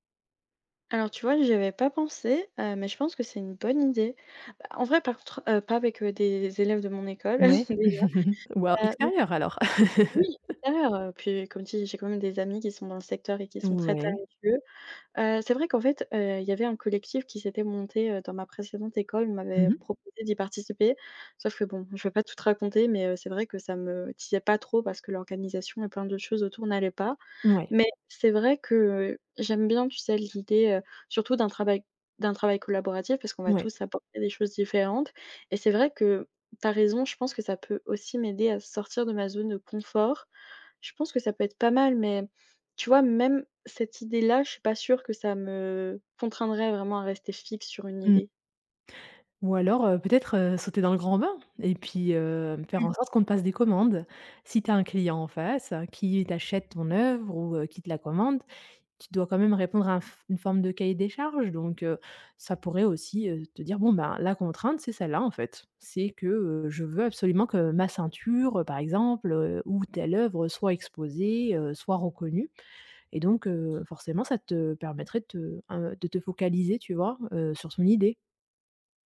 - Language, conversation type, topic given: French, advice, Comment choisir une idée à développer quand vous en avez trop ?
- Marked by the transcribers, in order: stressed: "bonne"; tapping; chuckle; laugh; stressed: "Mais"; other background noise